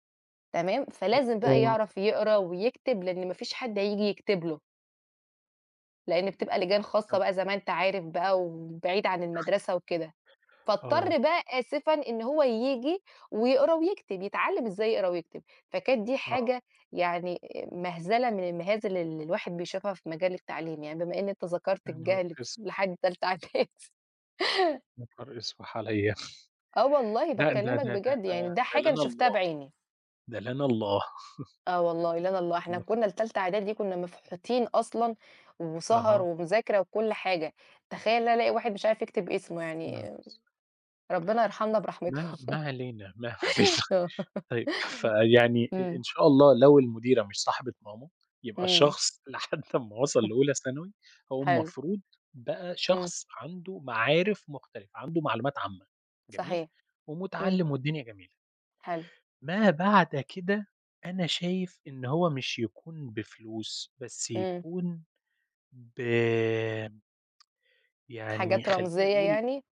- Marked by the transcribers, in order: unintelligible speech; unintelligible speech; tapping; laughing while speaking: "تالتة إعدادي"; chuckle; chuckle; unintelligible speech; other background noise; chuckle; laughing while speaking: "علينا"; laugh; laughing while speaking: "لحد أمّا وصِل"; chuckle; tsk
- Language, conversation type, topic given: Arabic, unstructured, هل التعليم المفروض يبقى مجاني لكل الناس؟